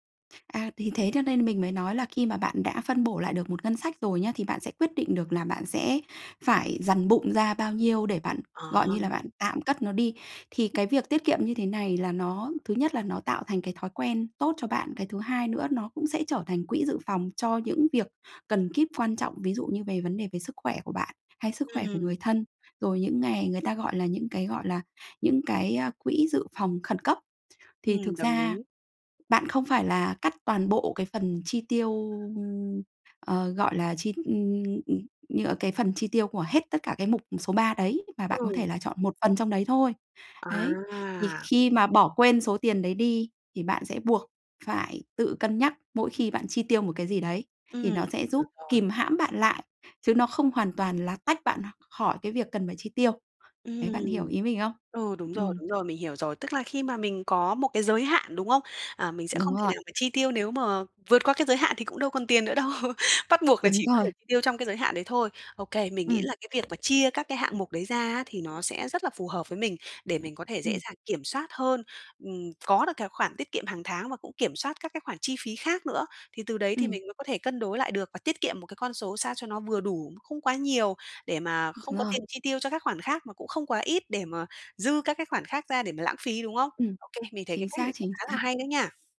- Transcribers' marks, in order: tapping; laughing while speaking: "đâu"; other background noise
- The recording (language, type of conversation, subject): Vietnamese, advice, Làm sao để tiết kiệm đều đặn mỗi tháng?